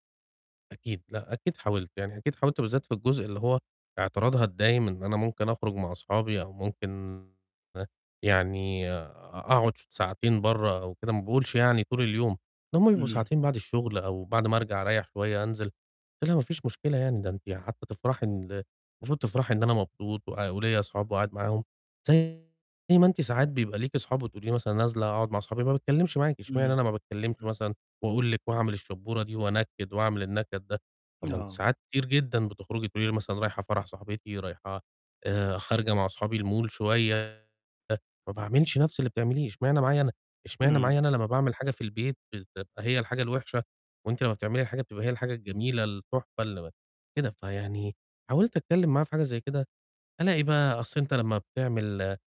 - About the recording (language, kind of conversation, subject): Arabic, advice, إنت/إنتي شايف/ة إن الأفضل دلوقتي إنكم تنفصلوا ولا تحاولوا تصلّحوا العلاقة؟
- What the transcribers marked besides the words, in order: distorted speech; in English: "الmall"; "بتبقى" said as "بزبقى"